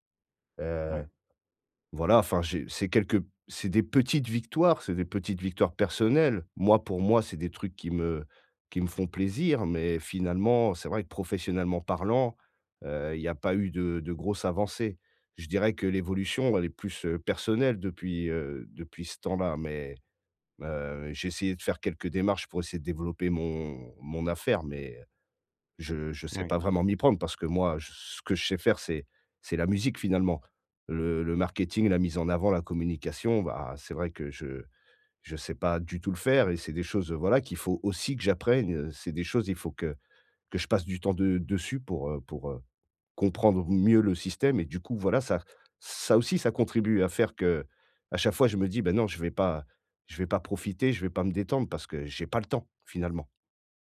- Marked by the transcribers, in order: none
- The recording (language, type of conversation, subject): French, advice, Pourquoi est-ce que je n’arrive pas à me détendre chez moi, même avec un film ou de la musique ?